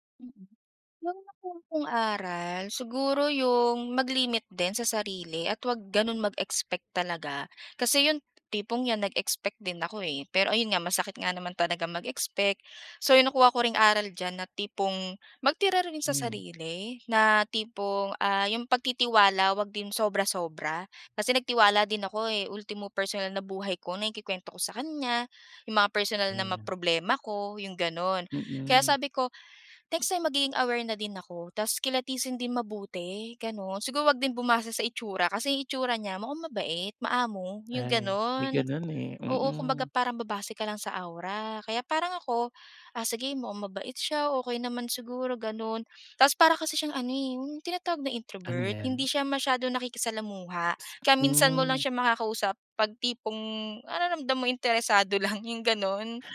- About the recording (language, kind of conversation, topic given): Filipino, podcast, Paano mo hinaharap ang takot na mawalan ng kaibigan kapag tapat ka?
- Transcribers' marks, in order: tapping; in English: "introvert"; other noise